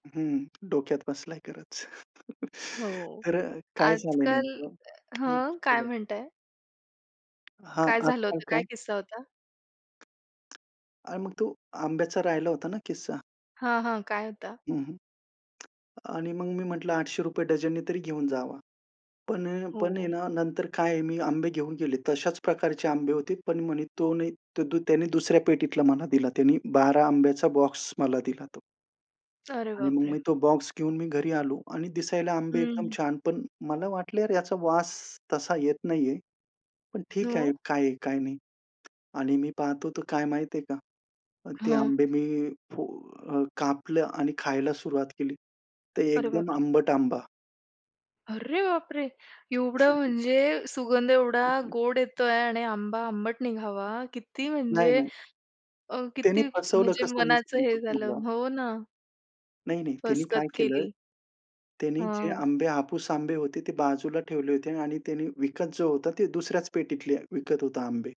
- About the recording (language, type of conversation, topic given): Marathi, podcast, फळांची चव घेताना आणि बाजारात भटकताना तुम्हाला सर्वाधिक आनंद कशात मिळतो?
- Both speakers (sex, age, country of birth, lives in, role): female, 25-29, India, India, host; male, 35-39, India, India, guest
- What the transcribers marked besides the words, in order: tapping; chuckle; other background noise; other noise; surprised: "अरे, बापरे!"